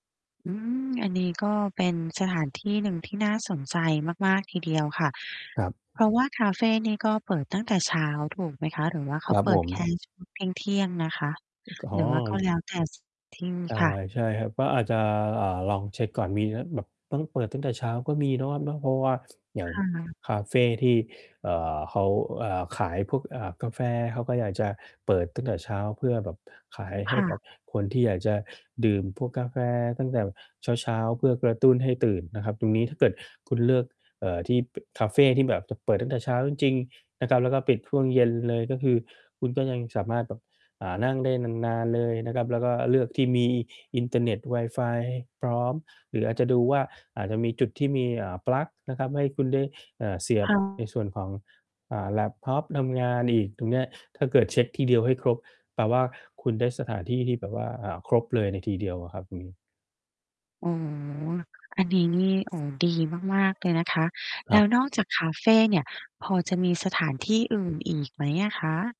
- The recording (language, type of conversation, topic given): Thai, advice, ฉันควรเปลี่ยนบรรยากาศที่ทำงานอย่างไรเพื่อกระตุ้นความคิดและได้ไอเดียใหม่ๆ?
- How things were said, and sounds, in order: mechanical hum; distorted speech; other background noise; sniff